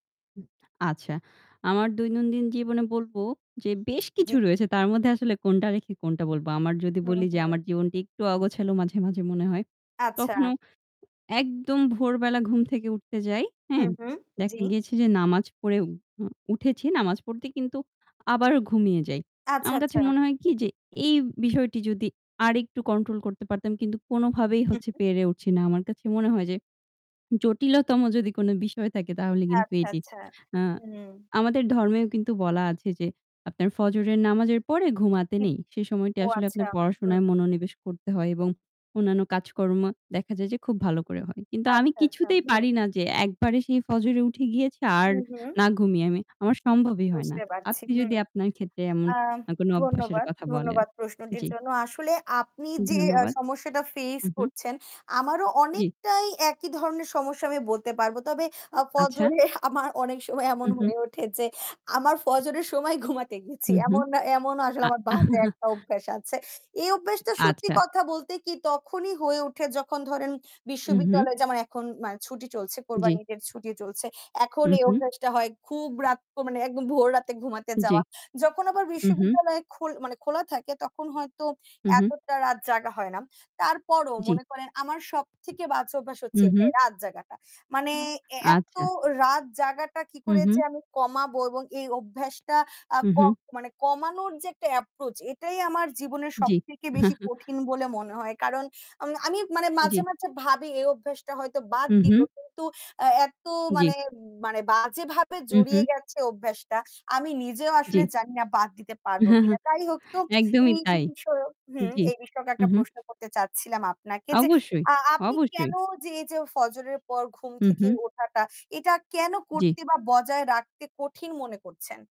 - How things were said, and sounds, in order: lip smack; static; unintelligible speech; laughing while speaking: "আমার অনেক সময় এমন হয়ে … একটা অভ্যাস আছে"; chuckle; in English: "এপ্রোচ"; chuckle; horn; laughing while speaking: "হ্যাঁ, হ্যাঁ"
- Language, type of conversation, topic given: Bengali, unstructured, আপনার দৈনন্দিন জীবনে কোন অভ্যাসটি বজায় রাখা আপনার কাছে সবচেয়ে কঠিন মনে হয়?
- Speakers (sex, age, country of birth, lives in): female, 20-24, Bangladesh, Bangladesh; female, 20-24, Bangladesh, Bangladesh